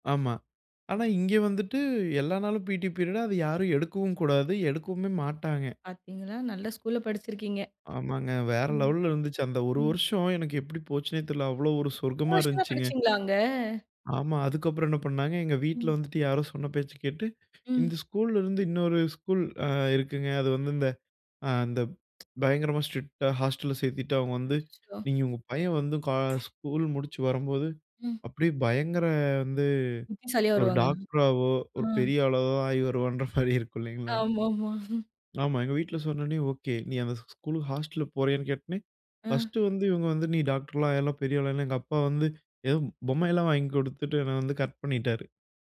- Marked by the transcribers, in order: in English: "பிடீ பீரியட்"; other noise; tsk; in English: "ஸ்ட்ரிக்ட்டா"; other background noise; laughing while speaking: "ஆயிவருவான்ற மாரி இருக்கும் இல்லைங்களா?"; laughing while speaking: "ஆமாமா"; in English: "கட்"; "கரெக்ட்" said as "கட்"
- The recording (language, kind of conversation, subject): Tamil, podcast, உங்கள் பள்ளி வாழ்க்கை அனுபவம் எப்படி இருந்தது?